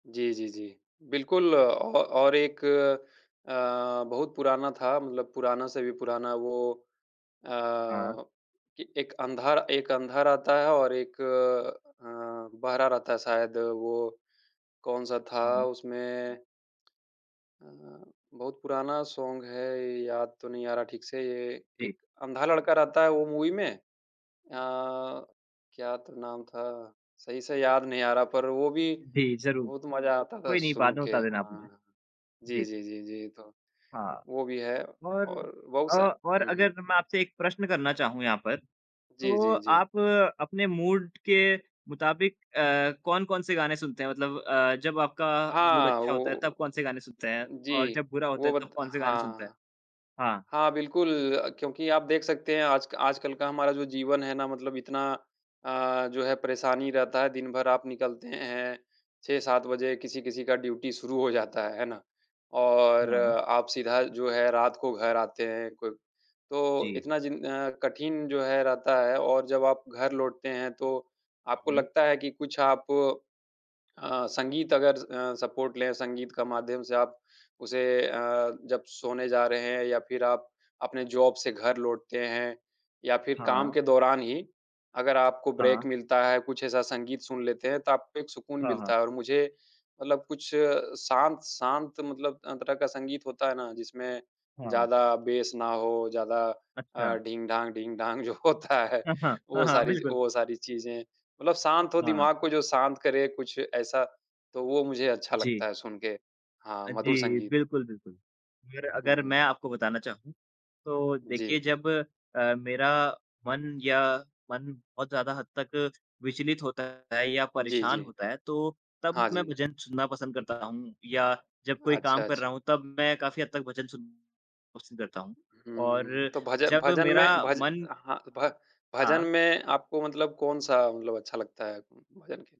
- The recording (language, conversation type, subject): Hindi, unstructured, आपका पसंदीदा गाना कौन सा है और आपको वह क्यों पसंद है?
- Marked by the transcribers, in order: tapping; in English: "सॉन्ग"; in English: "मूवी"; in English: "मूड"; in English: "मूड"; in English: "ड्यूटी"; in English: "सपोर्ट"; in English: "जॉब"; in English: "ब्रेक"; in English: "बेस"; laughing while speaking: "जो होता है"; laughing while speaking: "हाँ, हाँ, हाँ, हाँ"